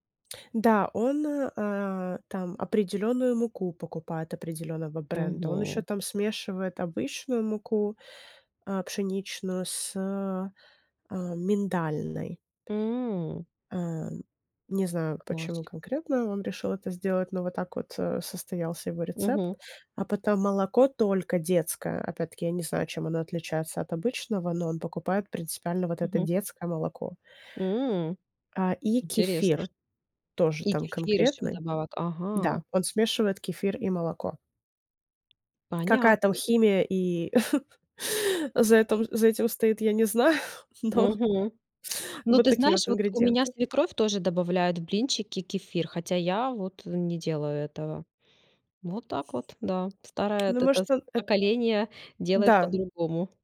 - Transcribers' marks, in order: lip smack; tapping; laugh; laughing while speaking: "знаю, но"; lip smack
- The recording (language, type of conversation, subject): Russian, podcast, Какие традиции, связанные с едой, есть в вашей семье?